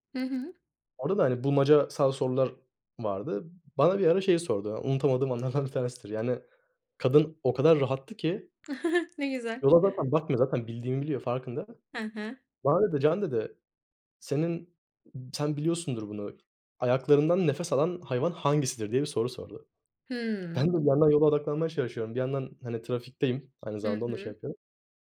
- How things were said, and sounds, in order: other background noise; laughing while speaking: "anlardan bir tanesidir"; giggle; laughing while speaking: "Ben de"
- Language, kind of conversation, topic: Turkish, unstructured, Hayatında öğrendiğin en ilginç bilgi neydi?